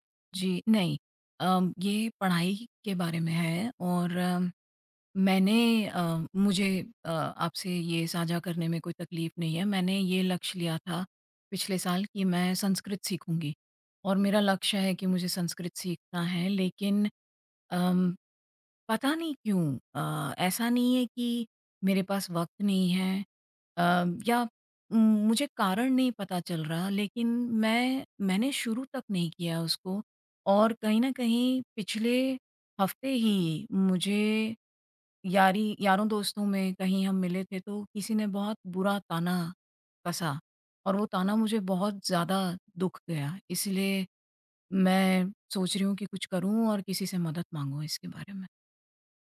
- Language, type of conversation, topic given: Hindi, advice, मैं लक्ष्य तय करने में उलझ जाता/जाती हूँ और शुरुआत नहीं कर पाता/पाती—मैं क्या करूँ?
- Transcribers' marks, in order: tapping